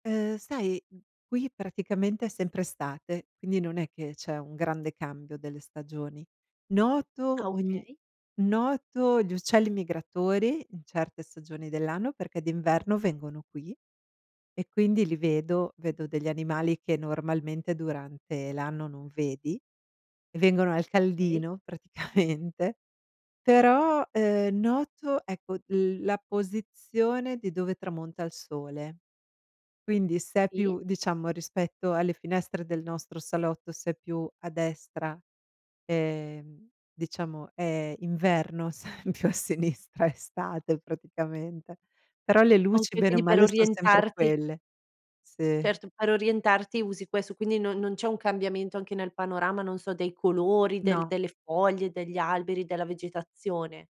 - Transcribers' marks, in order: laughing while speaking: "praticamente"; laughing while speaking: "se è più a sinistra"
- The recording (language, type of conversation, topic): Italian, podcast, Qual è il gesto quotidiano che ti fa sentire a casa?